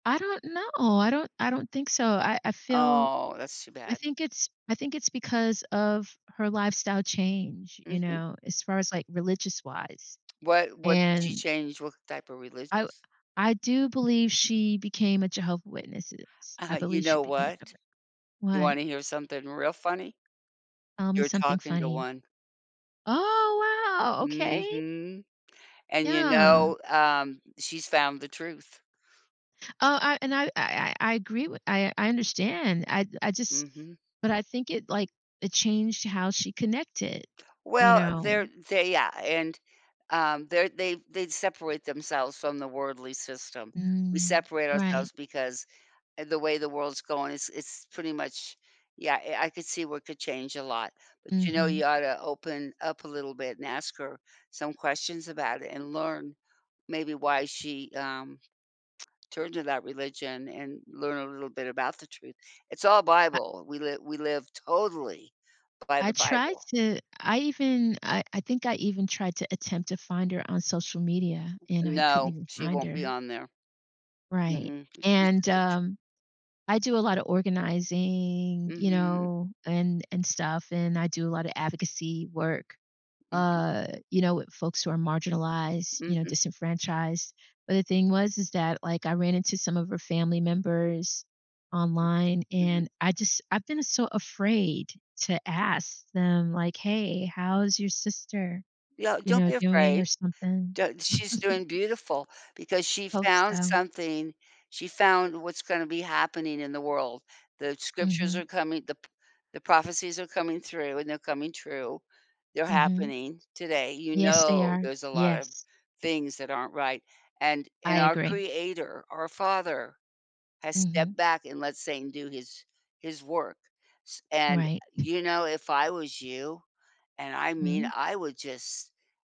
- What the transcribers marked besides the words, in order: tsk; tapping; other background noise; tsk; unintelligible speech; other noise; chuckle
- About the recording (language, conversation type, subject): English, unstructured, How can learning from mistakes help us build stronger friendships?